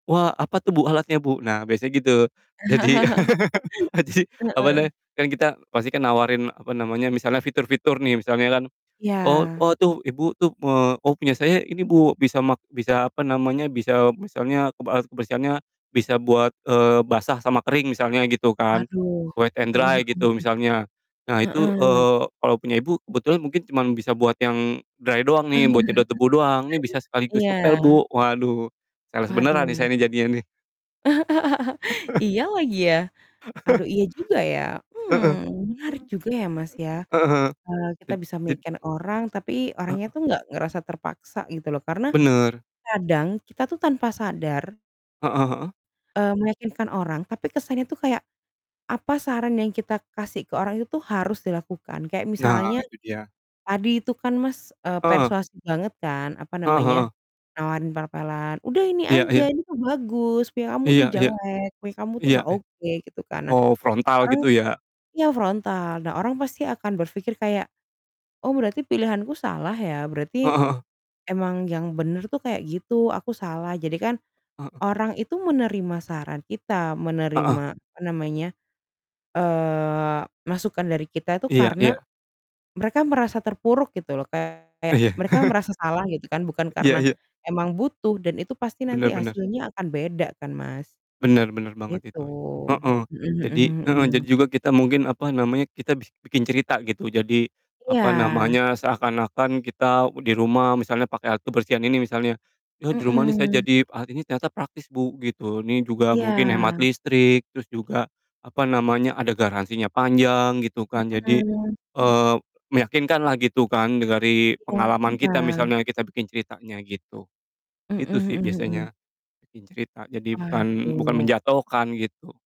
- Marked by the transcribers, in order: chuckle; laugh; laughing while speaking: "adi"; in English: "Wet and dry"; in English: "dry"; laugh; in English: "sales"; laugh; other background noise; "meyakinkan" said as "meyken"; distorted speech; chuckle; unintelligible speech
- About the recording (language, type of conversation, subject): Indonesian, unstructured, Bagaimana kamu bisa meyakinkan orang lain tanpa terlihat memaksa?